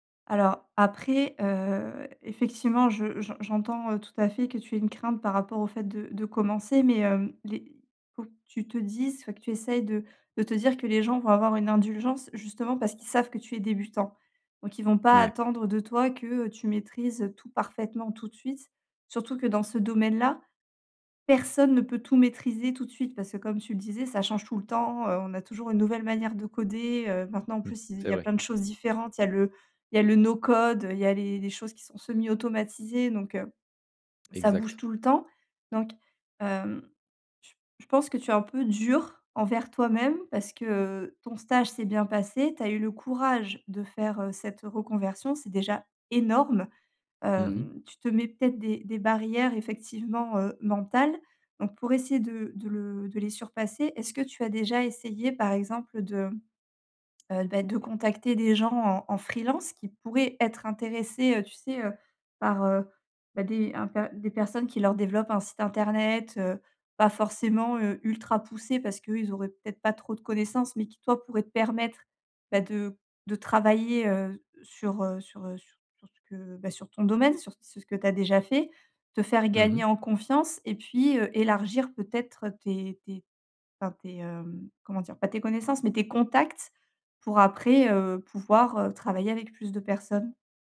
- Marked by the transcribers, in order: stressed: "personne"; tapping; in English: "no code"; stressed: "dur"; stressed: "énorme"
- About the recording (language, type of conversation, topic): French, advice, Comment dépasser la peur d’échouer qui m’empêche d’agir ?